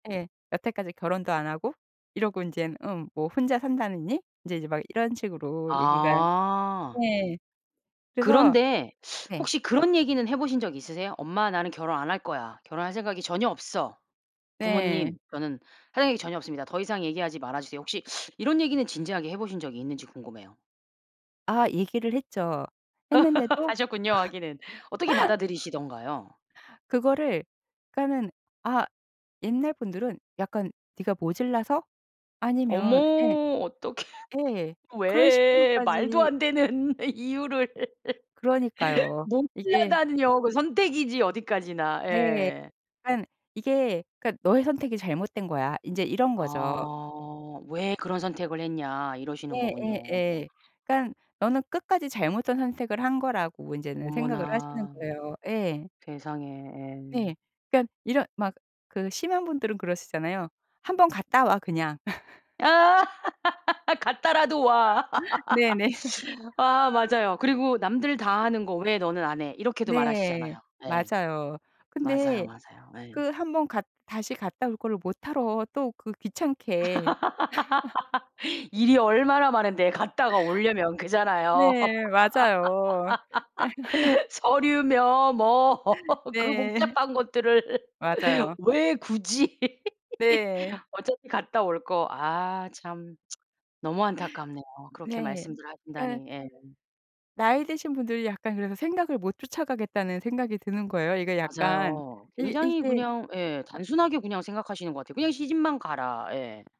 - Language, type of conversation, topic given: Korean, podcast, 가족의 과도한 기대를 어떻게 현명하게 다루면 좋을까요?
- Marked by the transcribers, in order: other background noise; laugh; laughing while speaking: "어떡해"; tapping; laughing while speaking: "되는 이유를"; laugh; laugh; laughing while speaking: "네네"; laugh; laugh; laughing while speaking: "뭐 그 복잡한 것들을 왜 굳이"; laugh; laughing while speaking: "네"; laugh; tsk